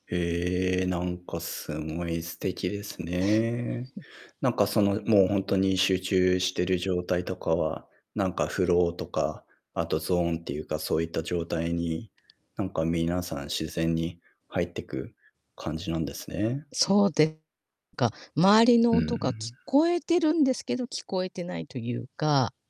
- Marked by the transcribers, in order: tapping; chuckle; distorted speech
- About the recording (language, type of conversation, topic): Japanese, unstructured, 趣味を始めたきっかけは何ですか？